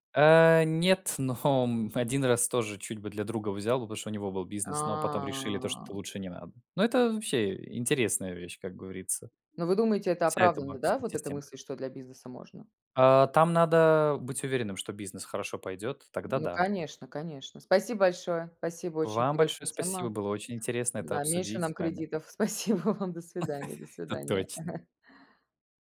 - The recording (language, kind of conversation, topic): Russian, unstructured, Что заставляет вас не доверять банкам и другим финансовым организациям?
- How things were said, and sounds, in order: drawn out: "А"; tapping; laughing while speaking: "вам"; laugh; chuckle